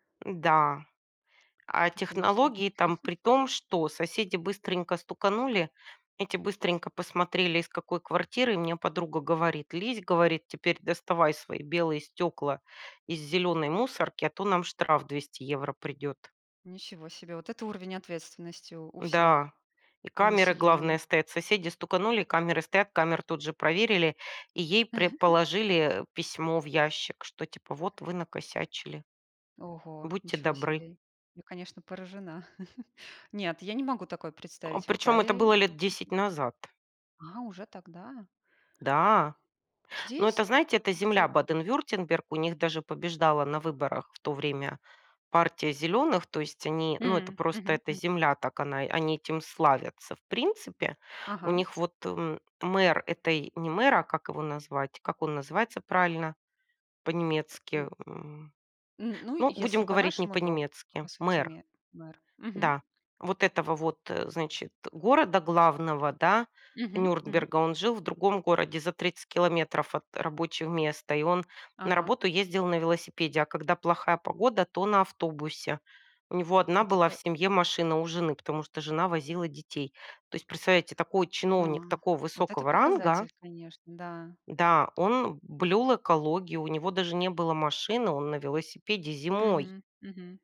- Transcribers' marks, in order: tapping; chuckle; chuckle; chuckle; surprised: "А, уже тогда"; other background noise
- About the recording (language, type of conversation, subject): Russian, unstructured, Как технологии помогают решать экологические проблемы?